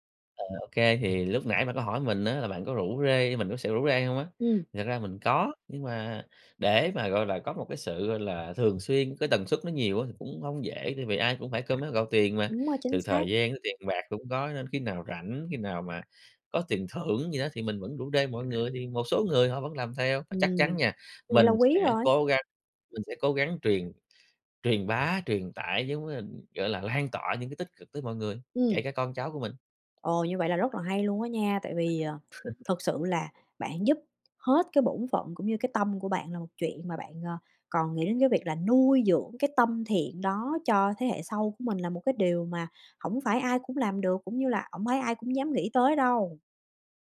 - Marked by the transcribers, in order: tapping; other background noise; chuckle
- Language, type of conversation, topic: Vietnamese, podcast, Bạn có thể kể một kỷ niệm khiến bạn tự hào về văn hoá của mình không nhỉ?